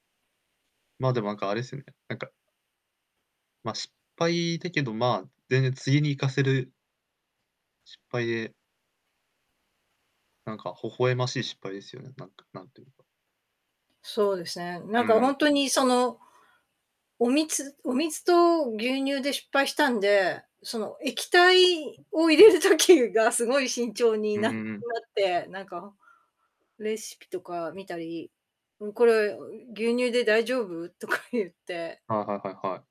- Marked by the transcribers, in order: static
- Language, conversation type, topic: Japanese, podcast, 料理に失敗したときのエピソードはありますか？